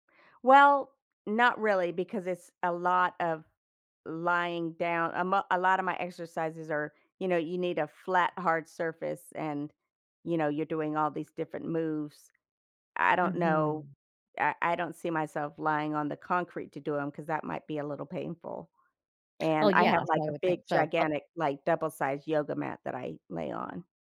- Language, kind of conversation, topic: English, advice, How can I make time for self-care?
- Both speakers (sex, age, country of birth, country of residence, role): female, 50-54, United States, United States, advisor; female, 60-64, France, United States, user
- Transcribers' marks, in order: tapping